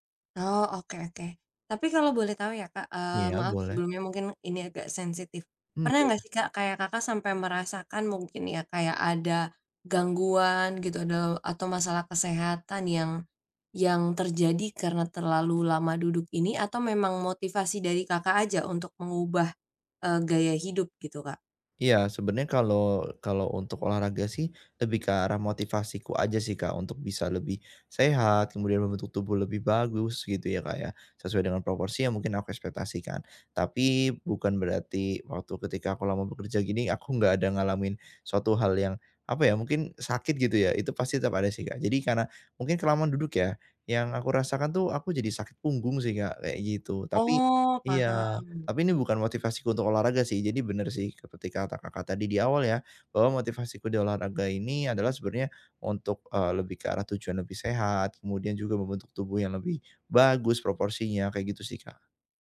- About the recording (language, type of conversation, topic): Indonesian, advice, Bagaimana caranya agar saya lebih sering bergerak setiap hari?
- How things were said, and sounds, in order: other background noise